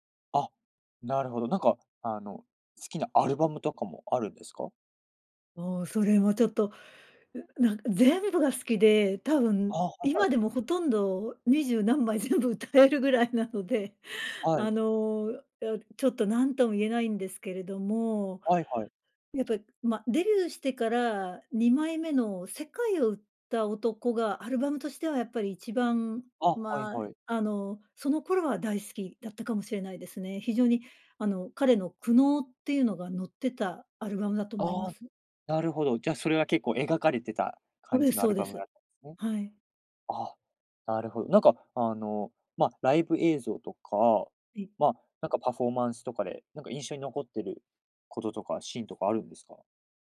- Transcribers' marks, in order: laughing while speaking: "全部歌えるぐらいなので"
- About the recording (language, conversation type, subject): Japanese, podcast, 自分の人生を表すプレイリストはどんな感じですか？